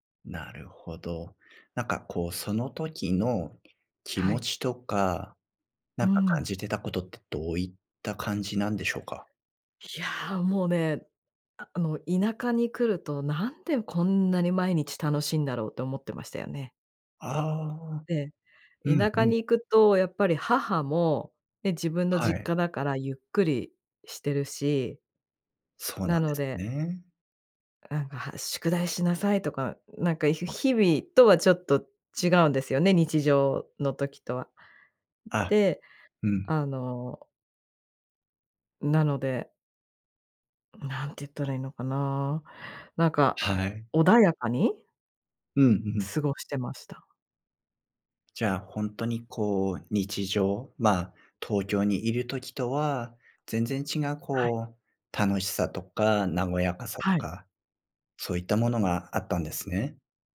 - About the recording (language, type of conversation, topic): Japanese, podcast, 子どもの頃の一番の思い出は何ですか？
- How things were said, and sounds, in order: none